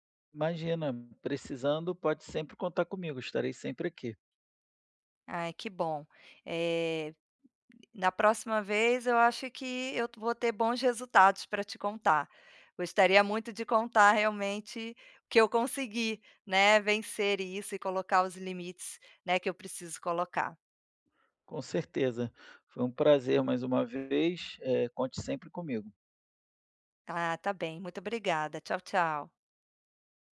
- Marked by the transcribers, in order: other background noise; tapping
- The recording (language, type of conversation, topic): Portuguese, advice, Como posso priorizar meus próprios interesses quando minha família espera outra coisa?